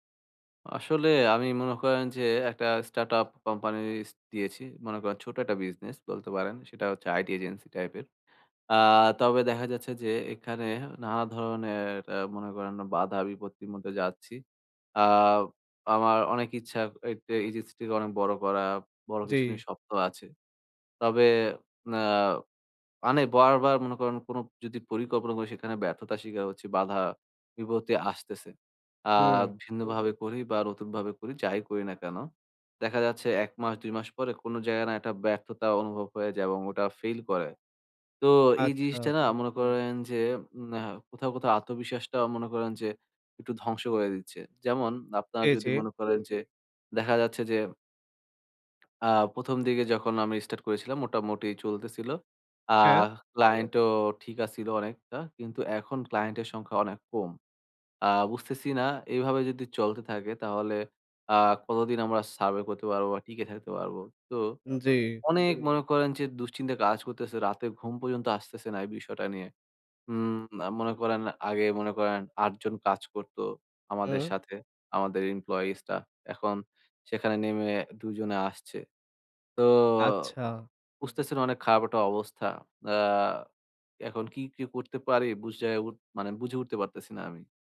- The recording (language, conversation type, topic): Bengali, advice, ব্যর্থতার পর কীভাবে আবার লক্ষ্য নির্ধারণ করে এগিয়ে যেতে পারি?
- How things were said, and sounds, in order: tapping; other background noise; "ঠিক" said as "ঠিগা"; drawn out: "তো"